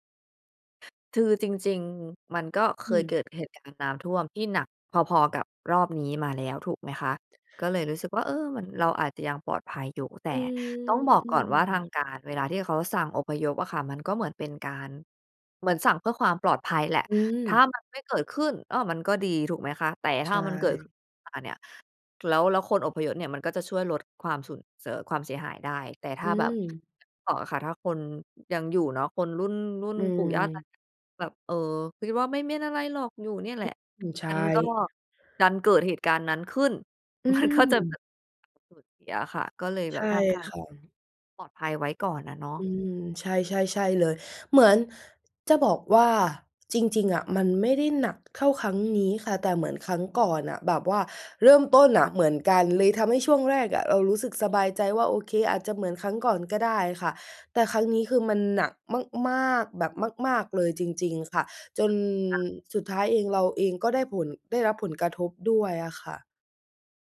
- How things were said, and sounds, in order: other background noise; "คือ" said as "ทือ"; unintelligible speech; unintelligible speech; laughing while speaking: "มันก็จะแบบ"; unintelligible speech
- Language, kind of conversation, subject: Thai, advice, ฉันควรจัดการเหตุการณ์ฉุกเฉินในครอบครัวอย่างไรเมื่อยังไม่แน่ใจและต้องรับมือกับความไม่แน่นอน?